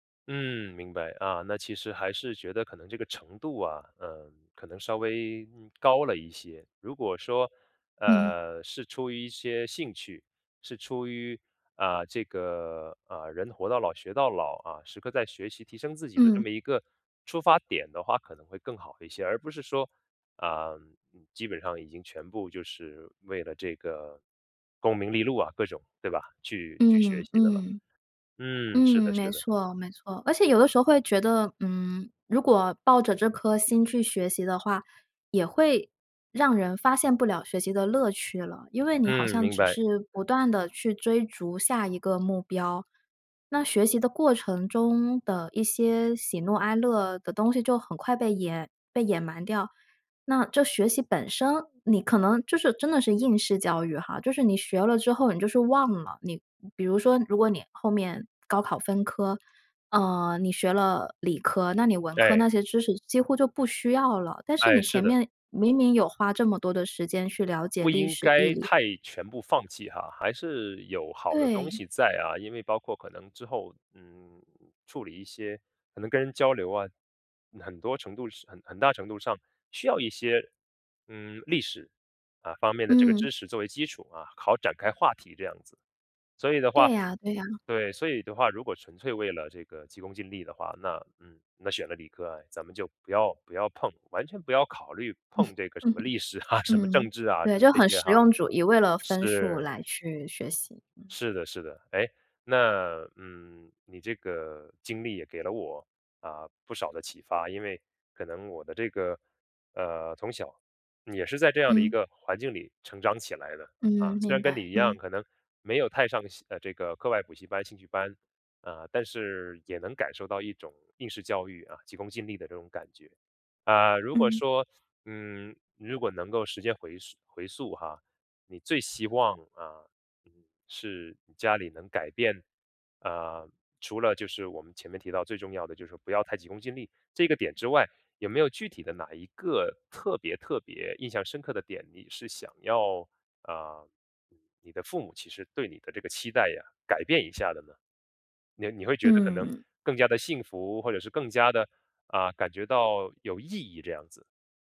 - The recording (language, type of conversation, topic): Chinese, podcast, 说说你家里对孩子成才的期待是怎样的？
- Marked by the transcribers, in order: other background noise; chuckle; laughing while speaking: "嗯"; chuckle; laughing while speaking: "啊"; "你-" said as "捏"